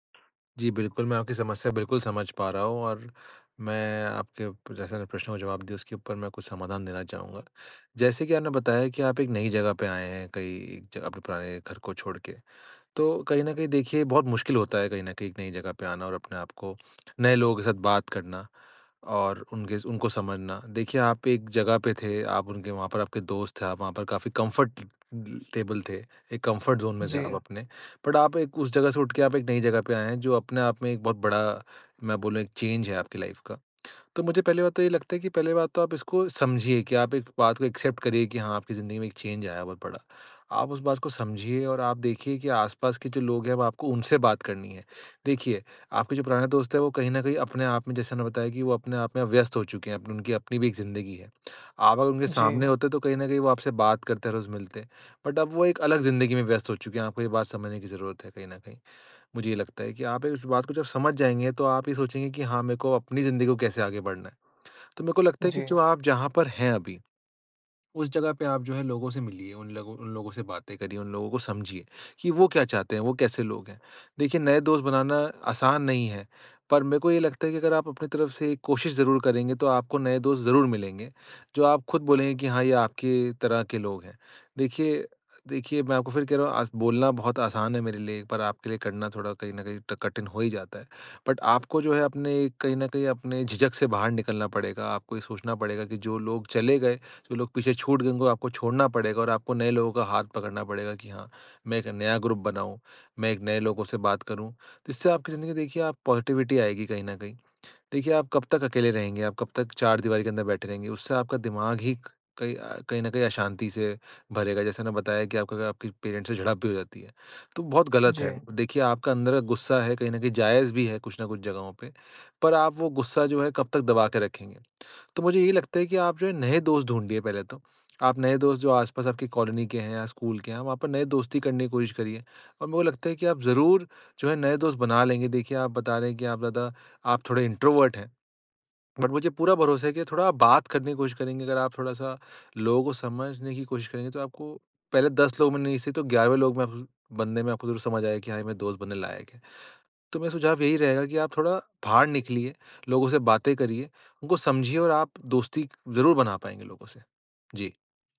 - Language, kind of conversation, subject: Hindi, advice, लंबे समय बाद दोस्ती टूटने या सामाजिक दायरा बदलने पर अकेलापन क्यों महसूस होता है?
- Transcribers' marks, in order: in English: "कम्फर्टे"; in English: "कम्फर्ट ज़ोन"; in English: "बट"; in English: "चेंज"; in English: "लाइफ"; in English: "एक्सेप्ट"; in English: "चेंज"; in English: "बट"; in English: "बट"; in English: "ग्रुप"; in English: "पॉजिटिविटी"; in English: "पेरेंट्स"; in English: "इंट्रोवर्ट"; in English: "बट"